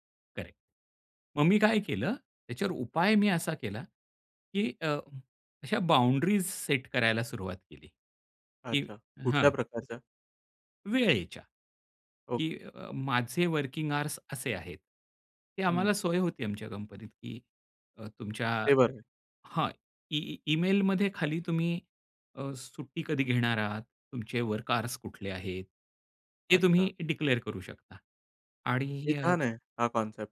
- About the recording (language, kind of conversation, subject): Marathi, podcast, डिजिटल विराम घेण्याचा अनुभव तुमचा कसा होता?
- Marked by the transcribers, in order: in English: "करेक्ट"; in English: "बाऊंड्रीस सेट"; in English: "वर्किंग अवर्स"; in English: "वर्क अवर्स"; in English: "डिक्लीअर"; in English: "कन्सेप्ट"